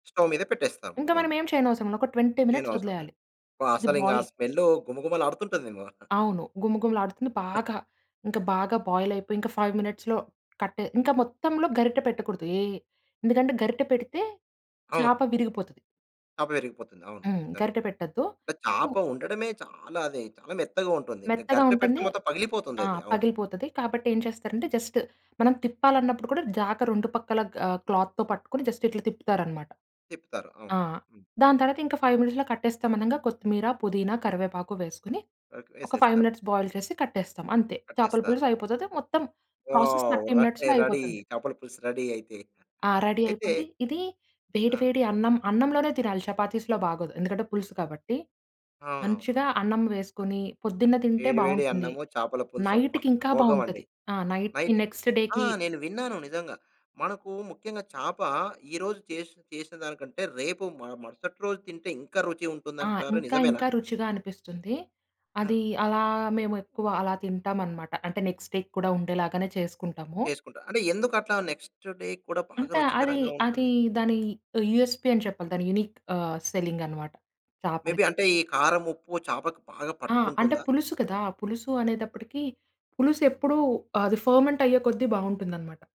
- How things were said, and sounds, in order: in English: "స్టవ్"; in English: "ట్వెంటీ మినిట్స్"; in English: "బాయిల్"; chuckle; in English: "బాయిల్"; in English: "ఫైవ్ మినిట్స్‌లో"; in English: "జస్ట్"; in English: "క్లాత్‌తో"; in English: "జస్ట్"; in English: "ఫైవ్ మినిట్స్‌లో"; in English: "ఫైవ్ మినిట్స్ బాయిల్"; in English: "ప్రాసెస్ థర్టీ మినిట్స్‌లో"; in English: "వావ్! రెడీ రెడీ"; in English: "రెడీ"; in English: "రెడీ"; giggle; in English: "చపాతీస్‌లో"; in English: "నైట్‌కి"; in English: "నైట్, నెక్స్ట్ డేకి"; in English: "నైట్‌కి"; in English: "నెక్స్ట్ డేకి"; in English: "నెక్స్ట్ డే"; in English: "యూఎస్‌పి"; in English: "యూనిక్"; in English: "సెల్లింగ్"; in English: "మేబి"; in English: "ఫర్మెంట్"
- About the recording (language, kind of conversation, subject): Telugu, podcast, మీ కుటుంబంలో తరతరాలుగా కొనసాగుతున్న ఒక సంప్రదాయ వంటకం గురించి చెప్పగలరా?